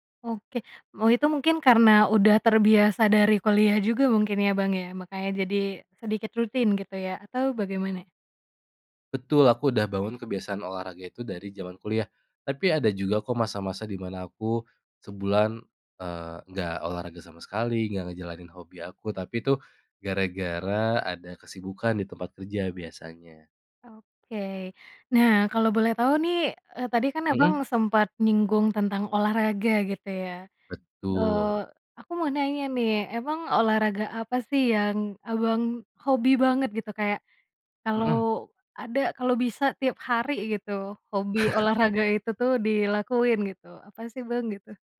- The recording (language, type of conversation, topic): Indonesian, podcast, Bagaimana kamu mengatur waktu antara pekerjaan dan hobi?
- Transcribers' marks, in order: other background noise; chuckle